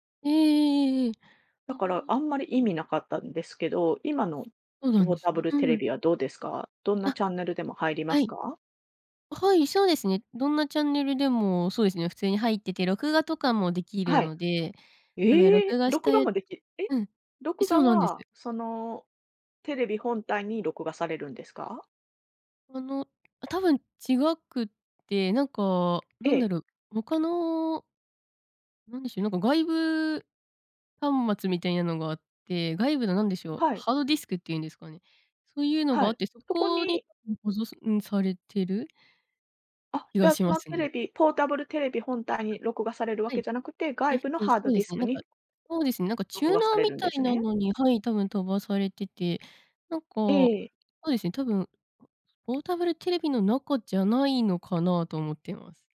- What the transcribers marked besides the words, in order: tapping; other background noise; unintelligible speech; unintelligible speech
- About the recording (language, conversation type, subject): Japanese, podcast, お風呂でリラックスする方法は何ですか？